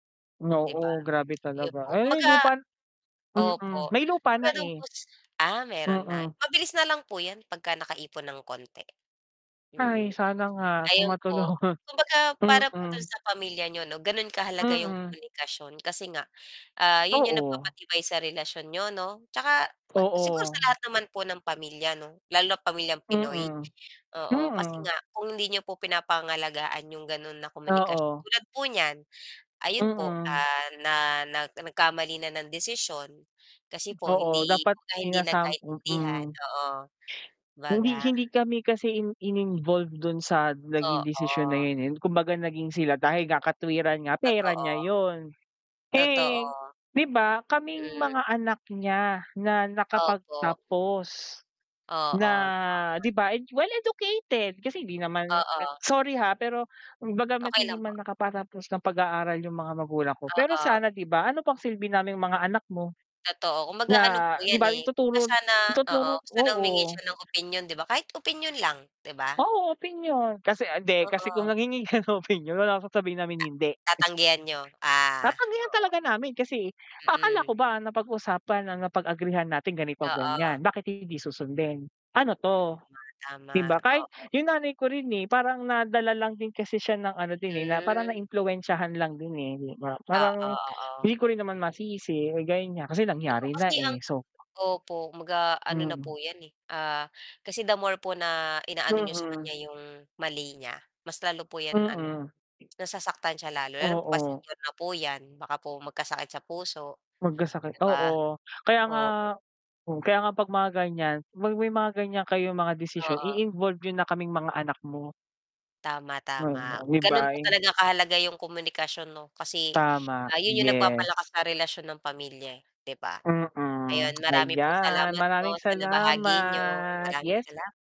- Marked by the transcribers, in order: distorted speech; tapping; static; chuckle; other background noise; laughing while speaking: "ka ng opinyon"; tsk
- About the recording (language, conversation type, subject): Filipino, unstructured, Paano mo pinapatibay ang relasyon mo sa pamilya?